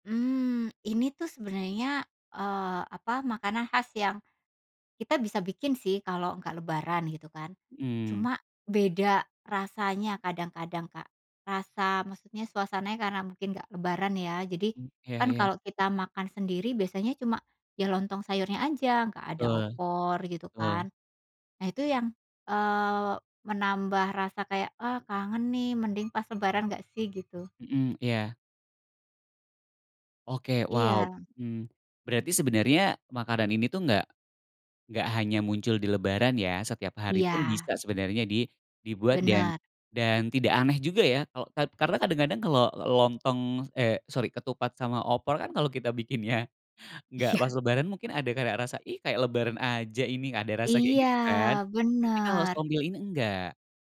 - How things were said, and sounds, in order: other background noise; other street noise; laughing while speaking: "bikinnya"; laughing while speaking: "Iya"; "kayak" said as "karak"; drawn out: "Iya"
- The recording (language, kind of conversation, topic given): Indonesian, podcast, Apa saja makanan khas yang selalu ada di keluarga kamu saat Lebaran?